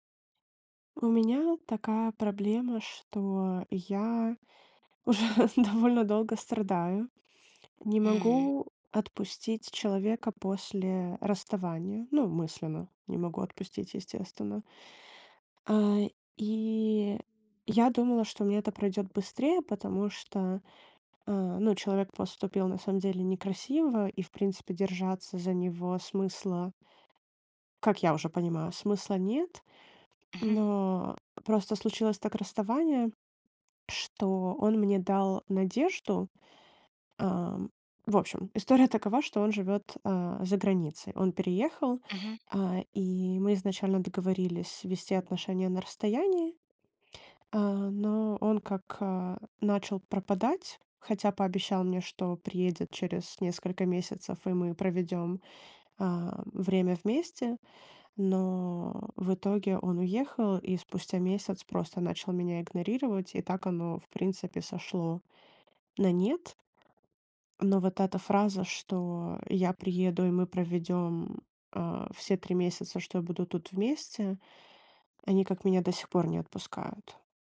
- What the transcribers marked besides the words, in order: other background noise; laughing while speaking: "уже"; tapping; swallow; grunt
- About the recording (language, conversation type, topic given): Russian, advice, Почему мне так трудно отпустить человека после расставания?